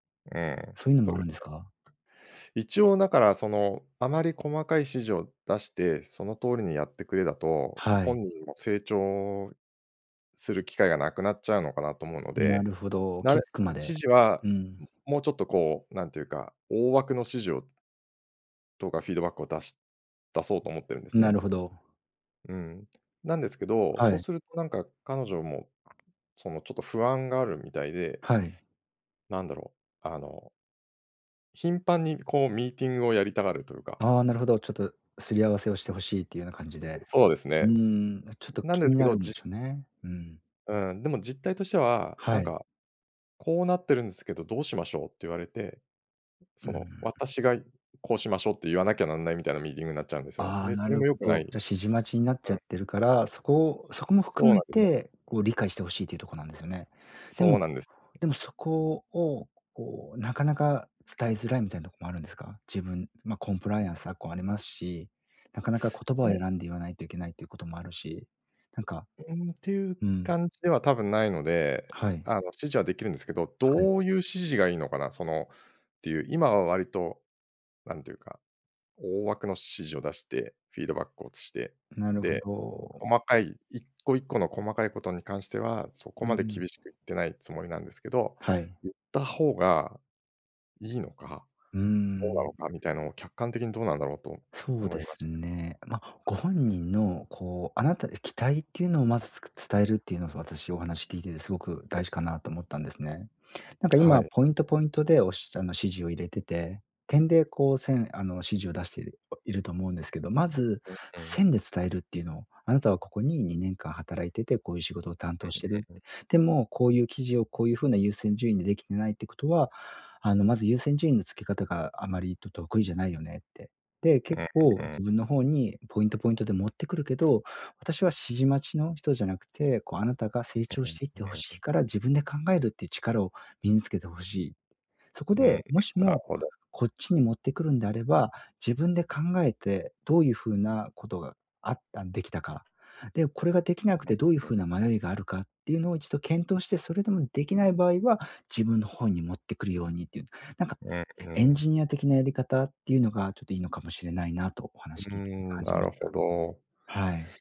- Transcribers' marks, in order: tapping; swallow; other noise; other background noise
- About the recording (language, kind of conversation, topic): Japanese, advice, 仕事で同僚に改善点のフィードバックをどのように伝えればよいですか？